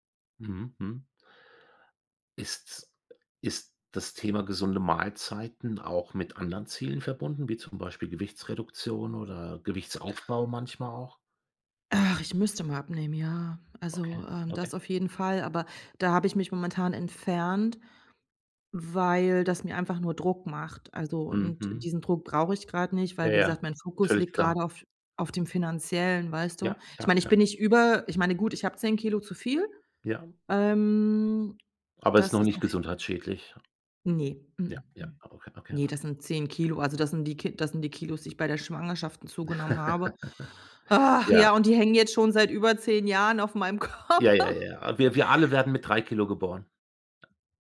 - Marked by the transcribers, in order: other background noise; drawn out: "ähm"; tapping; chuckle; put-on voice: "Ach ja"; laughing while speaking: "Körper"
- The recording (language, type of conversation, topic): German, advice, Warum fällt es mir so schwer, gesunde Mahlzeiten zu planen und langfristig durchzuhalten?